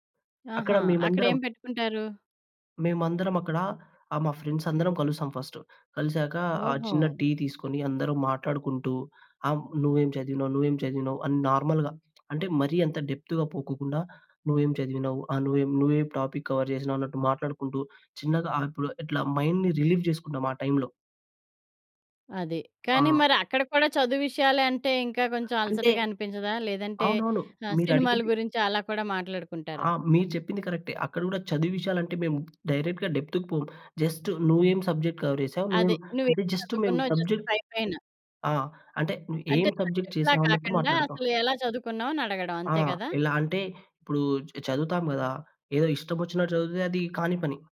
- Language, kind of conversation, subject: Telugu, podcast, అचानक అలసట వచ్చినప్పుడు మీరు పని కొనసాగించడానికి సహాయపడే చిన్న అలవాట్లు ఏవి?
- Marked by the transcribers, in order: in English: "ఫ్రెండ్స్"; in English: "నార్మల్‌గా"; in English: "డెప్త్‌గా"; in English: "టాపిక్ కవర్"; in English: "మైండ్‌ని రిలీవ్"; other background noise; tapping; in English: "డైరెక్ట్‌గా డెప్త్‌కి"; in English: "సబ్జెక్ట్ కవర్"; in English: "జస్ట్"; in English: "జస్ట్"; in English: "సబ్జెక్ట్"; in English: "సబ్జెక్ట్"; in English: "సబ్జెక్ట్‌లా"